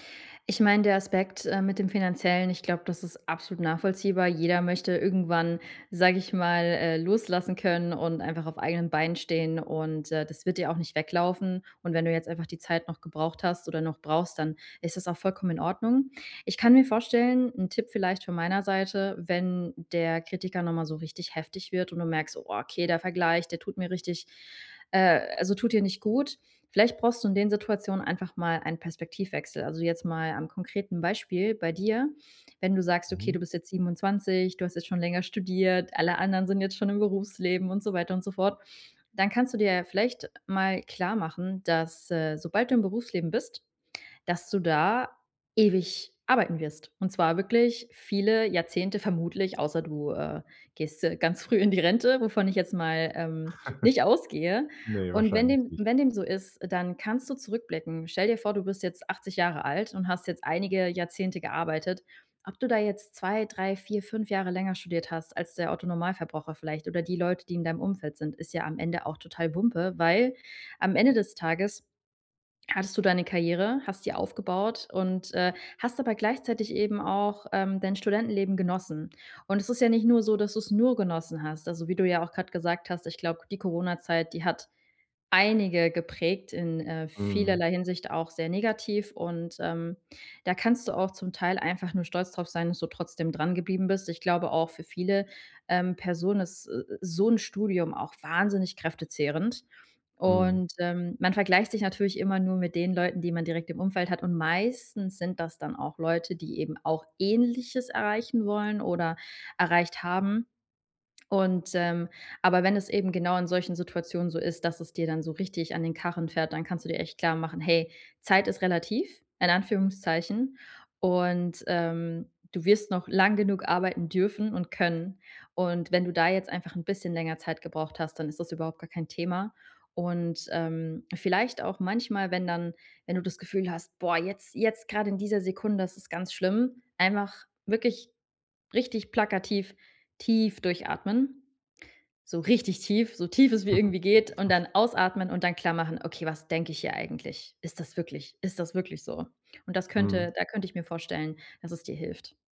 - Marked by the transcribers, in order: put-on voice: "Oh"; chuckle; stressed: "meistens"; stressed: "ähnliches"; stressed: "jetzt"; stressed: "richtig"; unintelligible speech
- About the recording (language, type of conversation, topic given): German, advice, Wie kann ich meinen inneren Kritiker leiser machen und ihn in eine hilfreiche Stimme verwandeln?
- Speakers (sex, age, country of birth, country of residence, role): female, 30-34, Germany, Germany, advisor; male, 25-29, Germany, Germany, user